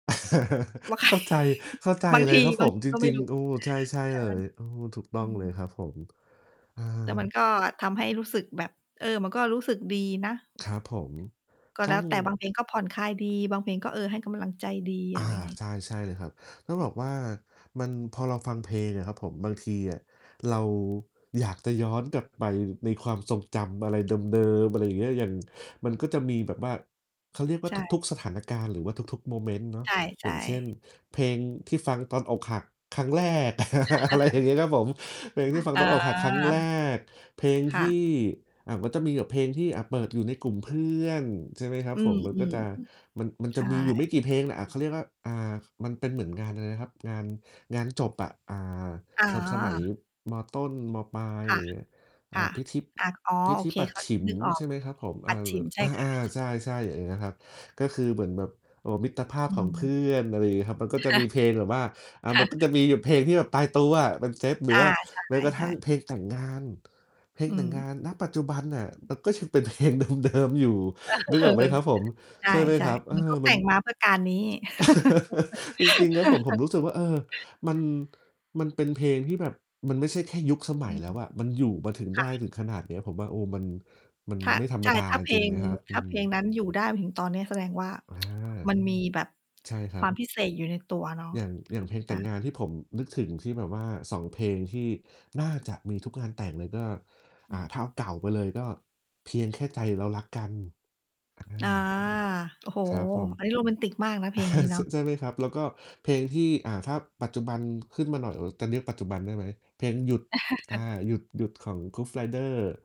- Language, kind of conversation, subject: Thai, unstructured, เพลงไหนที่ทำให้คุณรู้สึกเหมือนได้ย้อนเวลากลับไป?
- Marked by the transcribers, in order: chuckle; distorted speech; laughing while speaking: "ว่าใคร"; tapping; mechanical hum; other background noise; unintelligible speech; chuckle; laughing while speaking: "อะไรอย่างงี้"; laughing while speaking: "ค่ะ"; static; laughing while speaking: "เออ"; laughing while speaking: "เพลงเดิม ๆ"; laugh; chuckle; tsk; chuckle; chuckle